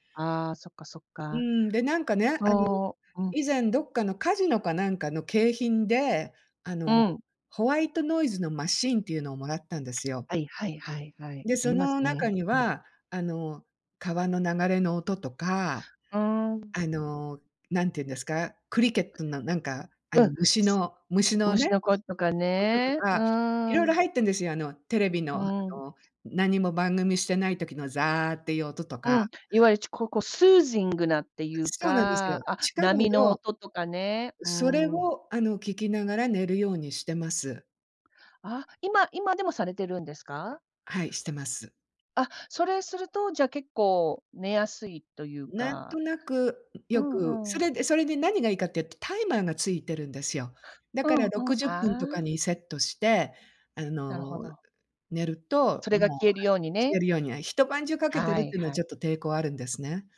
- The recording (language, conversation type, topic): Japanese, unstructured, 睡眠はあなたの気分にどんな影響を与えますか？
- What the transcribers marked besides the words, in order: other background noise; in English: "スージング"; tapping